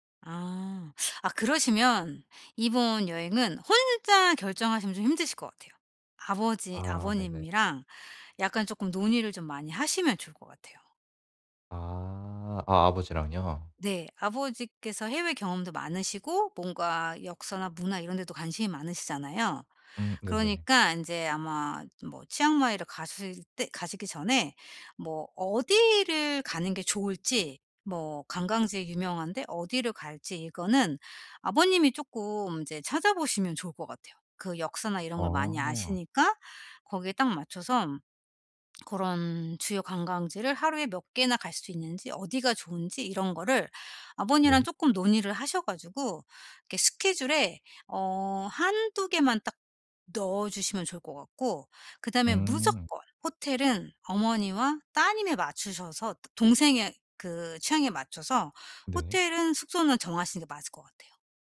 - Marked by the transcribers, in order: stressed: "무조건"
- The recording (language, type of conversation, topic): Korean, advice, 여행 예산을 어떻게 세우고 계획을 효율적으로 수립할 수 있을까요?